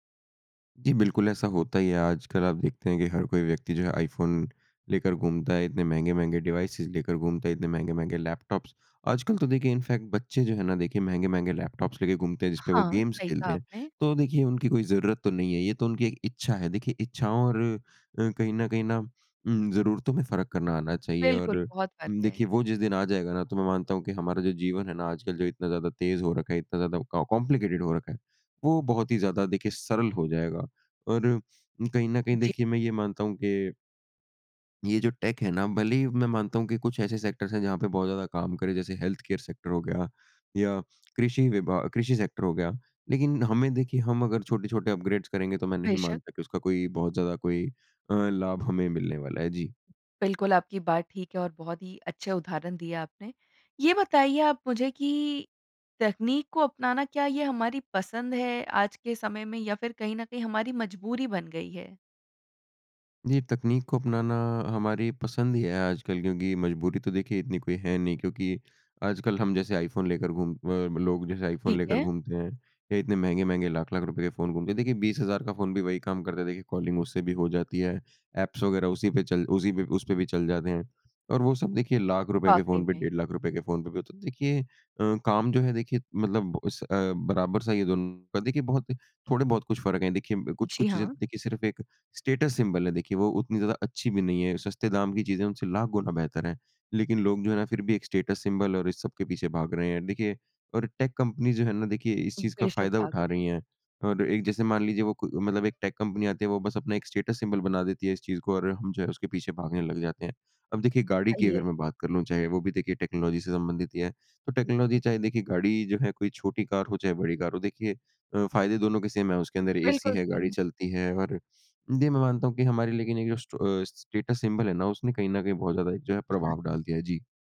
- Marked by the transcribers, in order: in English: "डिवाइसेस"; in English: "लैपटॉप्स"; in English: "इनफैक्ट"; in English: "लैपटॉप्स"; in English: "गेम्स"; other noise; in English: "कॉम्प्लिकेटेड"; in English: "टेक"; in English: "सेक्टर्स"; in English: "हेल्थ केयर सेक्टर"; in English: "सेक्टर"; in English: "अपग्रेड्स"; tapping; in English: "कॉलिंग"; in English: "स्टेटस सिंबल"; in English: "स्टेटस सिंबल"; in English: "टेक कंपनी"; in English: "टेक कंपनी"; in English: "स्टेटस सिंबल"; in English: "टेक्नोलॉजी"; in English: "टेक्नोलॉजी"; in English: "सेम"; in English: "एसी"; in English: "स्ट स्टेटस सिंबल"
- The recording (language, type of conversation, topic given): Hindi, podcast, नयी तकनीक अपनाने में आपके अनुसार सबसे बड़ी बाधा क्या है?